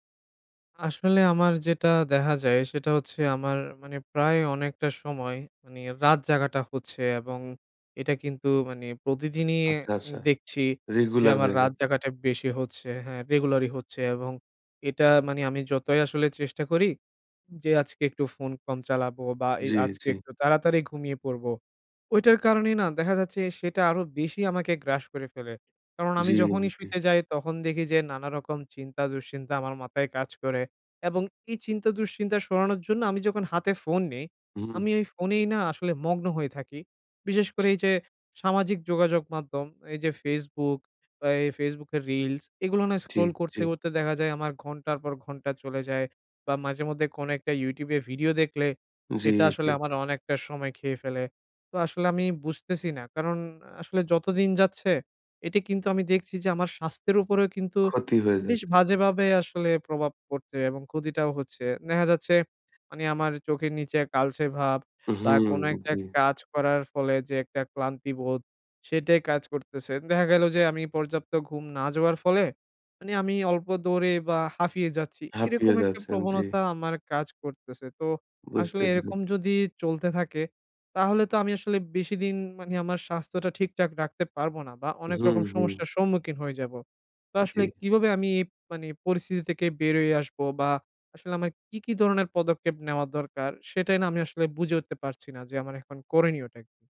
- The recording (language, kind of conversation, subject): Bengali, advice, রাত জেগে থাকার ফলে সকালে অতিরিক্ত ক্লান্তি কেন হয়?
- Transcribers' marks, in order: "দেখা" said as "দেহা"; in English: "regular"; in English: "regular"; unintelligible speech; in English: "reels"; in English: "scroll"; unintelligible speech; "দেখা" said as "দেহা"